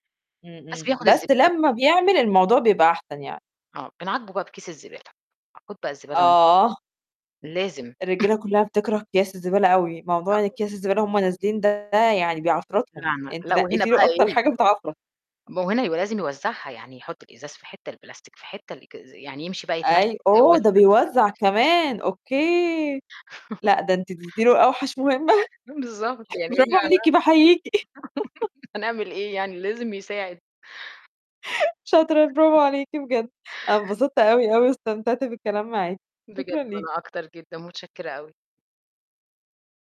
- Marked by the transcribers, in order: chuckle; unintelligible speech; distorted speech; unintelligible speech; other background noise; tapping; laugh; laughing while speaking: "بالضبط، يعني"; laughing while speaking: "مهمة. برافو عليكِ باحييكِ"; unintelligible speech; laugh; laugh; other noise
- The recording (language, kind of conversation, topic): Arabic, podcast, إزاي نِقسّم مسؤوليات البيت بين الأطفال أو الشريك/الشريكة بطريقة بسيطة وسهلة؟